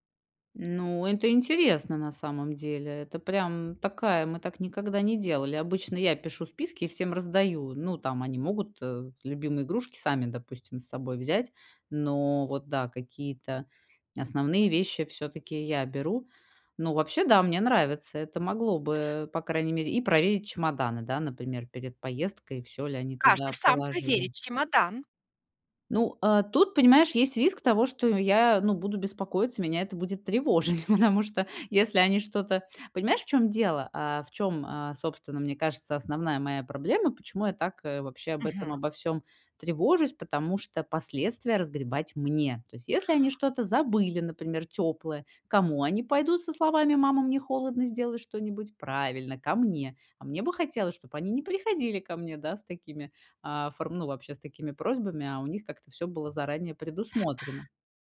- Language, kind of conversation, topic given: Russian, advice, Как мне меньше уставать и нервничать в поездках?
- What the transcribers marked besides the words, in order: laughing while speaking: "потому что"